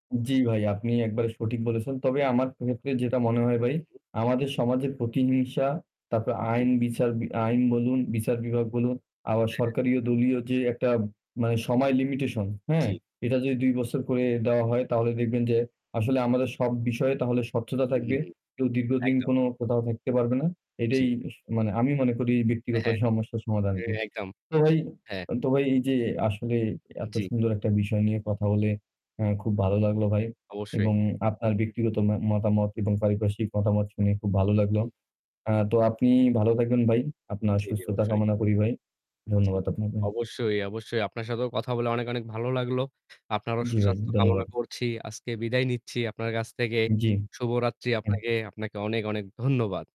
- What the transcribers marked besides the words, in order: static
- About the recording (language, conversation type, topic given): Bengali, unstructured, আপনার মতে রাজনীতিতে দুর্নীতি এত বেশি হওয়ার প্রধান কারণ কী?